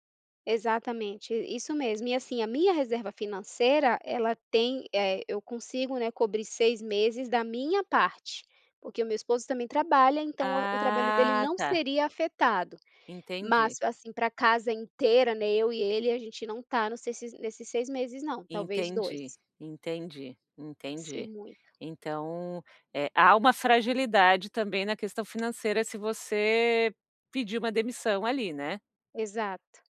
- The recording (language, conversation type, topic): Portuguese, advice, Como equilibrar a segurança financeira com oportunidades de crescimento na carreira?
- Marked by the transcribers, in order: tapping; stressed: "minha"; drawn out: "Ah"; stressed: "inteira"